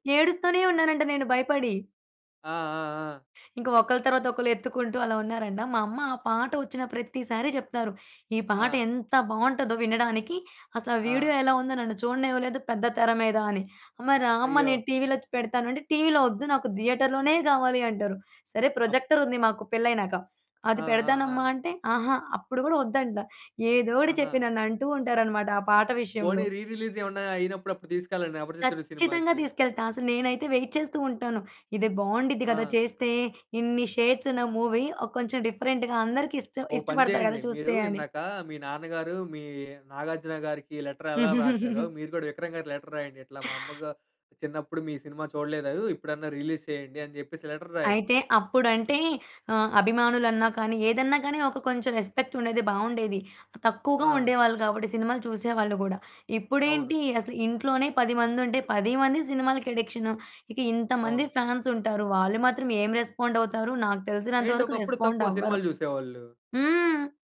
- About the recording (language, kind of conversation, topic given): Telugu, podcast, మీ జీవితానికి నేపథ్య సంగీతంలా మీకు మొదటగా గుర్తుండిపోయిన పాట ఏది?
- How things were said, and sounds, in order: in English: "థియేటర్‌లోనే"; in English: "ప్రొజెక్టర్"; in English: "రీ రిలీజ్"; in English: "వైట్"; in English: "షేడ్స్"; in English: "మూవీ"; in English: "డిఫరెంట్‌గా"; in English: "లెటర్"; giggle; in English: "లెటర్"; in English: "రిలీజ్"; in English: "లెటర్"; in English: "రెస్పెక్ట్"; in English: "ఫ్యాన్స్"; in English: "రెస్పాండ్"; in English: "రెస్పాండ్"